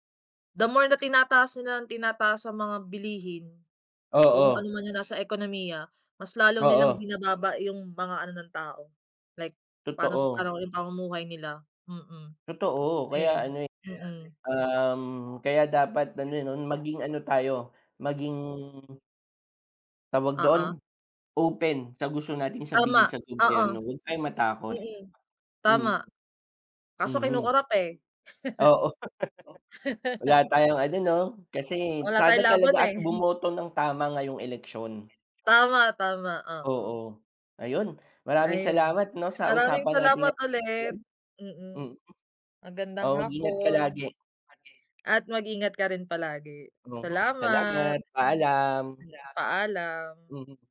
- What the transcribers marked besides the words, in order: tapping; other background noise; background speech; dog barking; laugh; chuckle
- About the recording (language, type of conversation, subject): Filipino, unstructured, Ano ang opinyon mo tungkol sa pagtaas ng presyo ng mga bilihin?